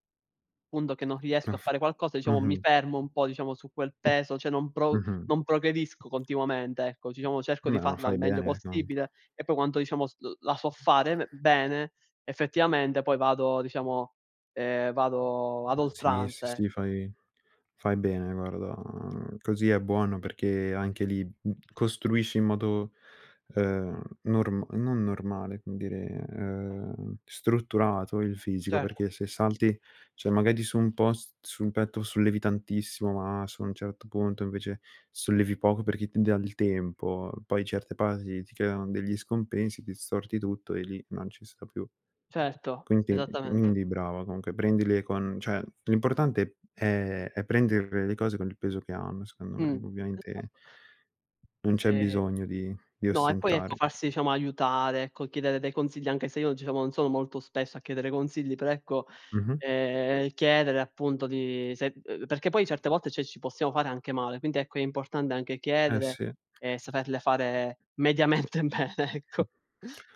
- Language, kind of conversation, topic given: Italian, unstructured, Come hai scoperto il tuo passatempo preferito?
- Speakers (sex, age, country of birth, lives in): male, 18-19, Italy, Italy; male, 20-24, Italy, Italy
- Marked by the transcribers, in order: tapping; "cioè" said as "ceh"; other background noise; "diciamo" said as "gigiamo"; swallow; "cioè" said as "ceh"; "Quindi" said as "quinti"; "quindi" said as "indi"; "cioè" said as "ceh"; "diciamo" said as "gigiamo"; "cioè" said as "ceh"; laughing while speaking: "mediamente bene, ecco"